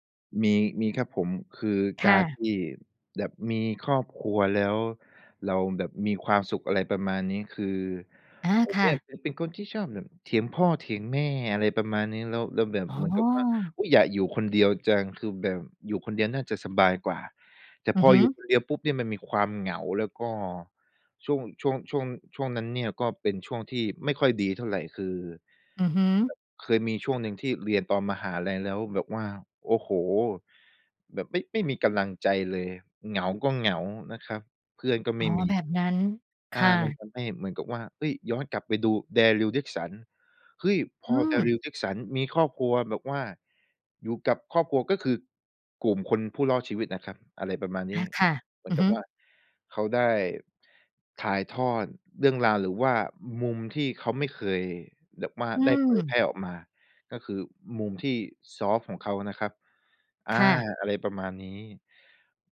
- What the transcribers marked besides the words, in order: other background noise
- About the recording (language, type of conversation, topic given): Thai, podcast, มีตัวละครตัวไหนที่คุณใช้เป็นแรงบันดาลใจบ้าง เล่าให้ฟังได้ไหม?